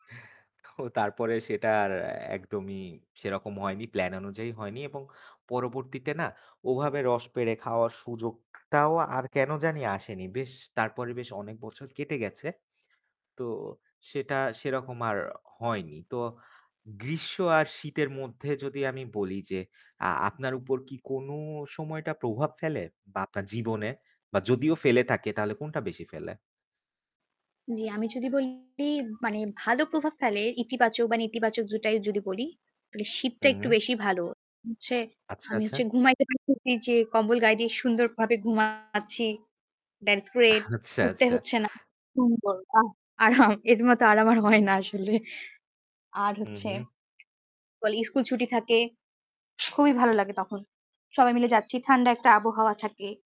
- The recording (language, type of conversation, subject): Bengali, unstructured, গ্রীষ্মকাল ও শীতকালের মধ্যে আপনার প্রিয় ঋতু কোনটি, এবং কেন?
- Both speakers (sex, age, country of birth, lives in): female, 20-24, Bangladesh, Bangladesh; male, 25-29, Bangladesh, Bangladesh
- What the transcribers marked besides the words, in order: other background noise; laughing while speaking: "ও তারপরে"; static; background speech; distorted speech; "দুটাই" said as "জুটাই"; laughing while speaking: "আচ্ছা, আচ্ছা"; laughing while speaking: "আরাম! এর মতো আরাম আর হয় না আসলে"; unintelligible speech